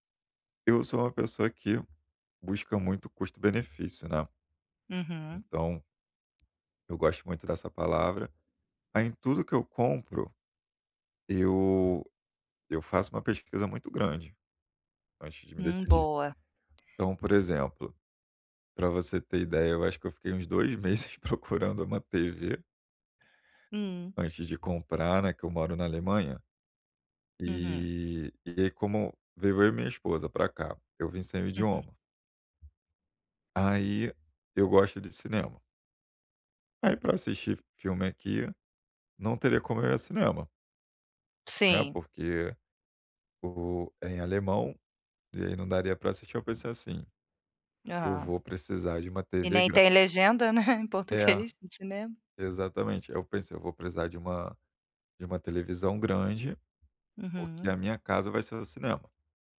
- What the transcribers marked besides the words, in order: tapping; laughing while speaking: "meses procurando uma TV"; other background noise; laughing while speaking: "legenda, né, em português"
- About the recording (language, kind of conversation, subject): Portuguese, advice, Como posso avaliar o valor real de um produto antes de comprá-lo?